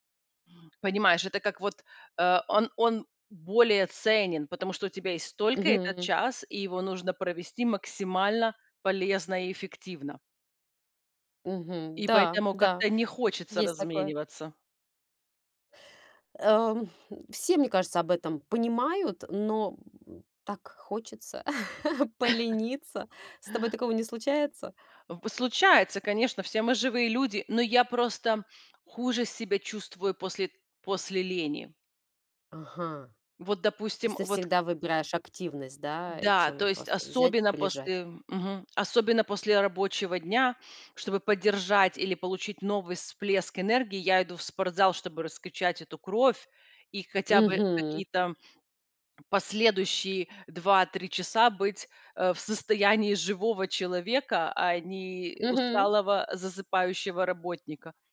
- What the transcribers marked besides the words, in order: tapping; chuckle
- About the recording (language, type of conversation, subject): Russian, podcast, Какие занятия помогают расслабиться после работы или учёбы?